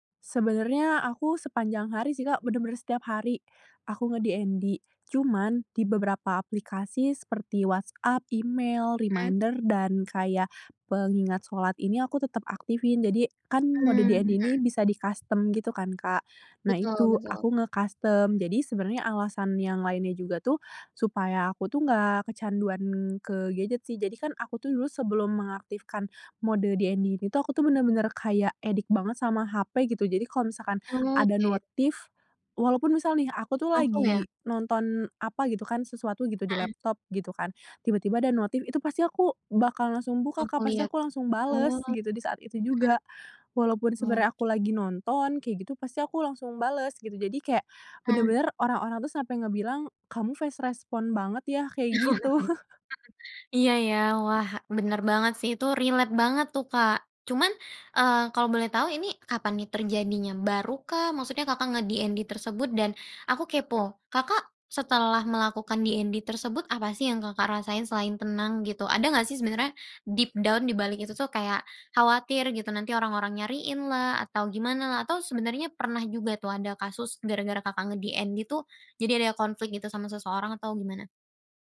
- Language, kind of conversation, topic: Indonesian, podcast, Bisakah kamu menceritakan momen tenang yang membuatmu merasa hidupmu berubah?
- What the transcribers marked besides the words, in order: in English: "nge-DND"; in English: "DND"; in English: "di-custom"; in English: "nge-custom"; tapping; in English: "DND"; in English: "addict"; in English: "fast respond"; laugh; chuckle; other background noise; in English: "relate"; in English: "nge-DND"; in English: "DND"; in English: "deep down"; in English: "nge-DND"